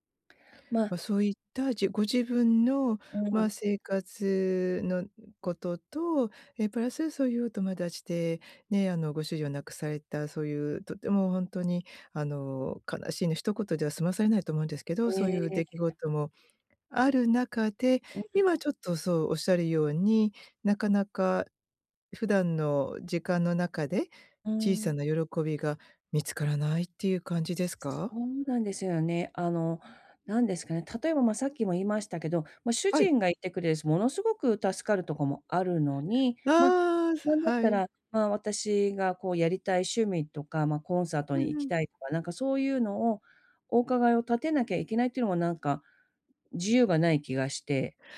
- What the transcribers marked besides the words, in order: other noise; stressed: "見つからない"
- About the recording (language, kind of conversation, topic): Japanese, advice, 日々の中で小さな喜びを見つける習慣をどうやって身につければよいですか？